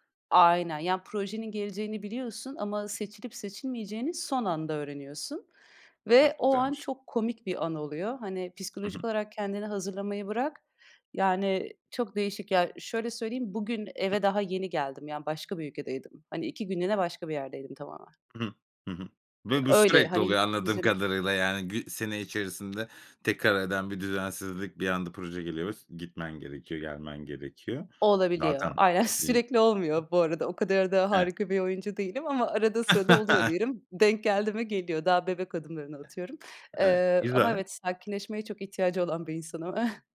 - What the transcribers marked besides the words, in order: other background noise; tapping; other noise; laughing while speaking: "Sürekli"; chuckle; chuckle
- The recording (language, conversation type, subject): Turkish, podcast, Evde sakinleşmek için uyguladığın küçük ritüeller nelerdir?